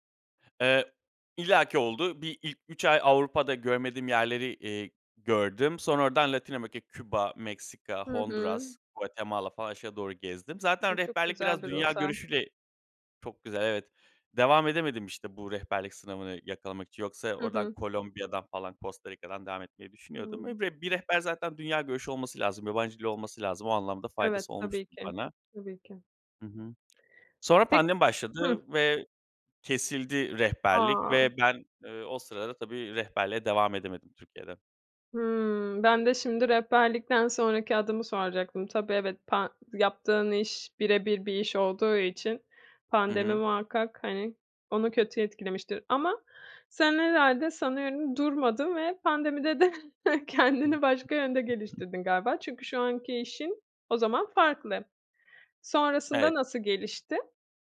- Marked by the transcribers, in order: tapping; other background noise; drawn out: "A"; chuckle; laughing while speaking: "kendini başka yönde"; other noise
- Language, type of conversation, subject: Turkish, podcast, Bu iş hayatını nasıl etkiledi ve neleri değiştirdi?